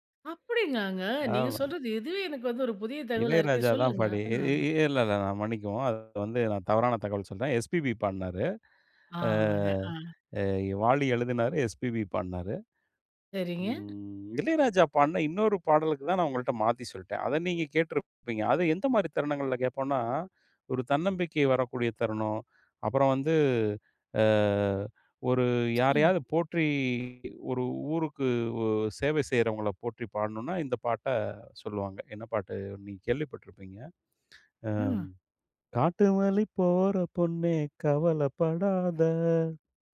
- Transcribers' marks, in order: tapping; surprised: "அப்படிங்காங்க?"; "அப்படியாங்க" said as "அப்படிங்காங்க"; drawn out: "அ அ"; drawn out: "ம்"; other noise; drawn out: "அ"; singing: "காட்டு வழி போற பொண்ணே கவலைப்படாத"
- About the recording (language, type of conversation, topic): Tamil, podcast, விழா அல்லது திருமணம் போன்ற நிகழ்ச்சிகளை நினைவூட்டும் பாடல் எது?